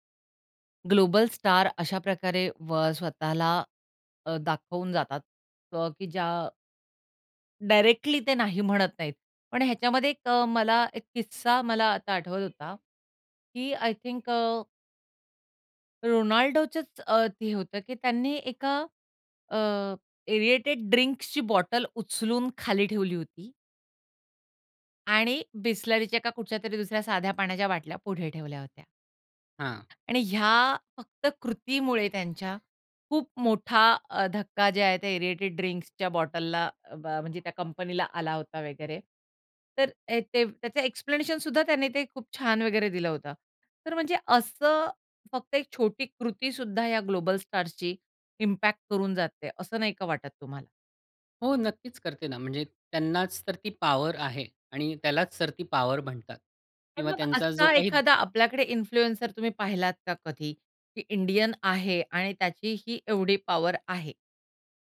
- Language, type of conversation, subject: Marathi, podcast, लोकल इन्फ्लुएंसर आणि ग्लोबल स्टारमध्ये फरक कसा वाटतो?
- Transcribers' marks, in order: in English: "ग्लोबल"; in English: "आय थिंक"; in English: "एअरेटेड ड्रिंक्सची"; in English: "एअरेटेड ड्रिंक्सच्या"; in English: "एक्सप्लेनेशन"; in English: "ग्लोबल स्टार्सची इम्पॅक्ट"; other background noise; in English: "इन्फ्लुएन्सर"; tapping